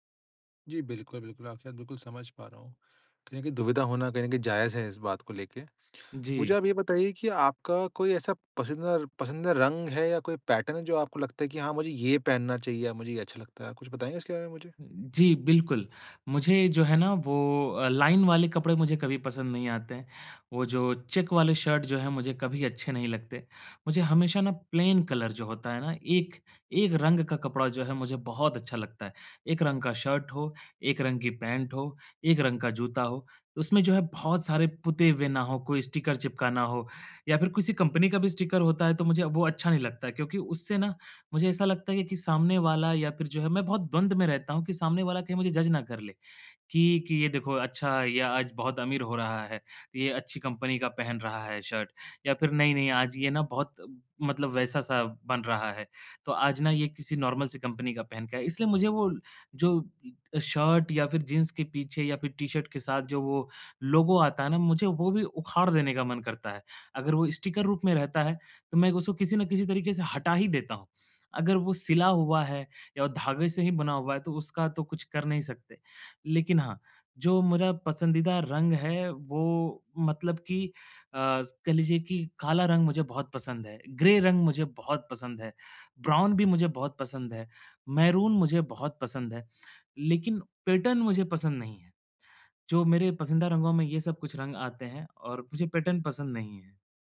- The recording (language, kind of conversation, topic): Hindi, advice, रोज़मर्रा के लिए कौन-से कपड़े सबसे उपयुक्त होंगे?
- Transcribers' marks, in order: other background noise; in English: "पैटर्न"; in English: "प्लेन कलर"; in English: "स्टिकर"; in English: "स्टिकर"; in English: "जज"; in English: "नॉर्मल"; in English: "स्टिकर"; in English: "ग्रे"; in English: "ब्राउन"; in English: "पैटर्न"; in English: "पैटर्न"